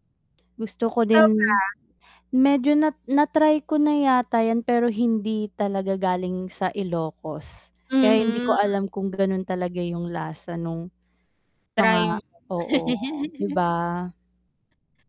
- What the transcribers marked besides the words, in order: mechanical hum; static; distorted speech; chuckle
- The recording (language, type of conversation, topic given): Filipino, unstructured, Ano ang pinakakakaibang lasa ng pagkain na natikman mo sa ibang lugar?